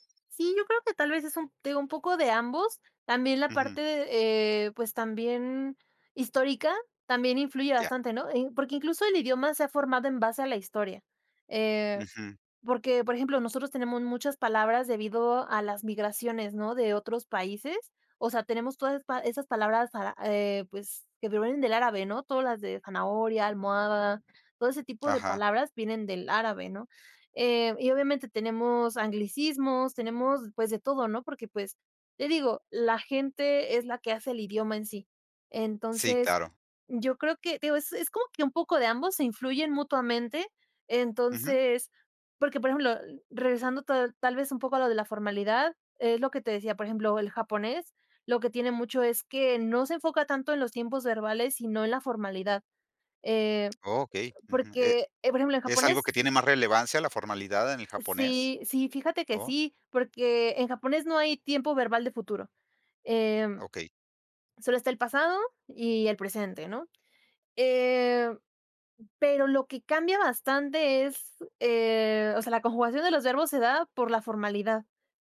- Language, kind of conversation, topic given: Spanish, podcast, ¿Qué papel juega el idioma en tu identidad?
- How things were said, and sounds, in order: other background noise